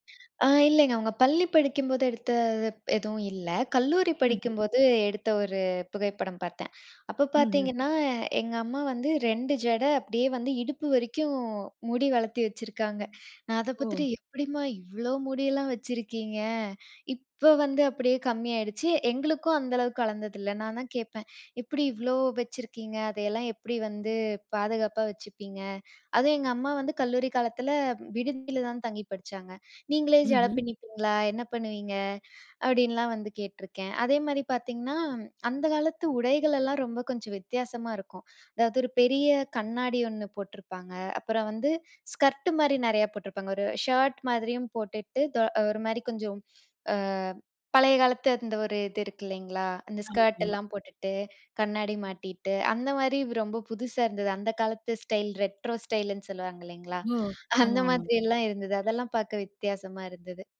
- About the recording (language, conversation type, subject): Tamil, podcast, பழைய புகைப்படங்களைப் பார்க்கும்போது உங்களுக்கு என்ன மாதிரி உணர்ச்சி வருகிறது?
- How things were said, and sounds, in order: other noise; surprised: "எப்டிம்மா இவ்வளோ முடியெல்லாம் வச்சிருக்கீங்க?"; in English: "ஸ்டைல் ரெட்ரோ ஸ்டைலுன்னு"; chuckle